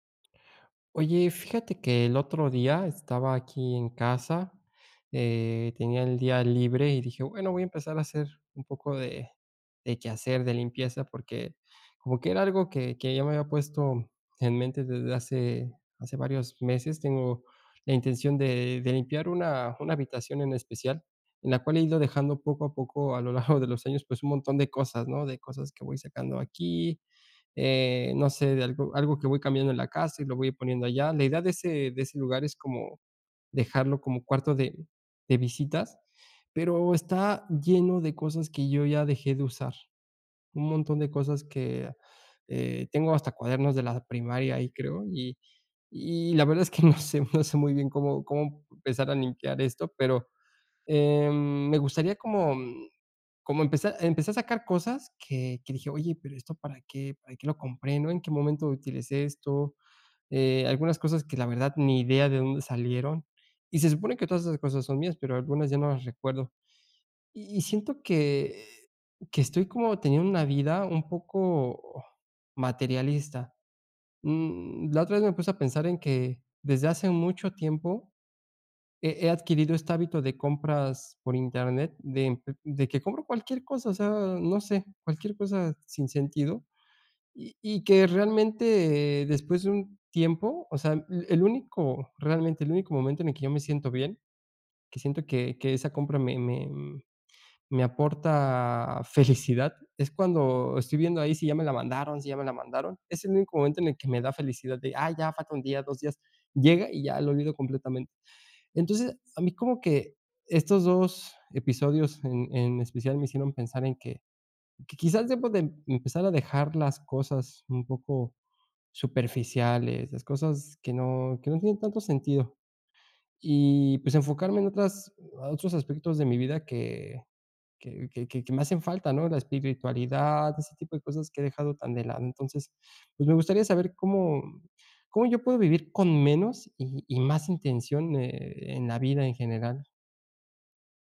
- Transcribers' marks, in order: laughing while speaking: "no sé"; laughing while speaking: "felicidad"
- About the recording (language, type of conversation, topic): Spanish, advice, ¿Cómo puedo vivir con menos y con más intención cada día?